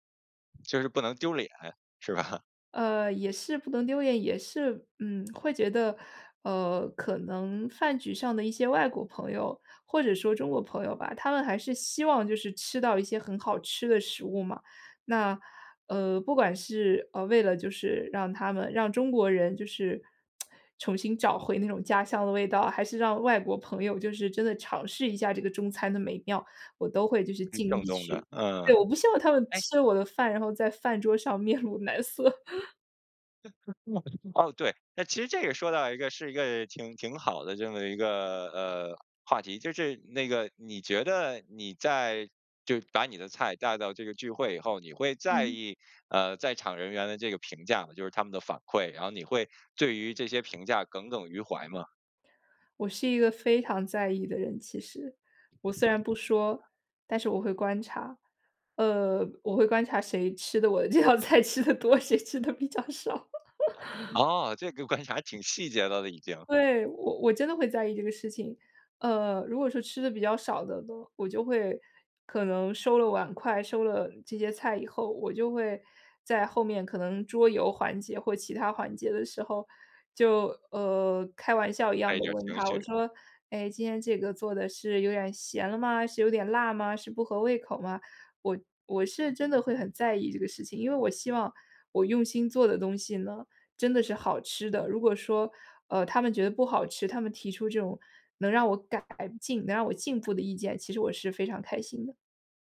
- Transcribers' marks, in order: other background noise; chuckle; "脸" said as "眼"; tsk; laughing while speaking: "面露难色"; chuckle; unintelligible speech; tapping; laughing while speaking: "我的这道菜吃得多，谁吃得比较少"; laugh
- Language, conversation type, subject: Chinese, podcast, 你去朋友聚会时最喜欢带哪道菜？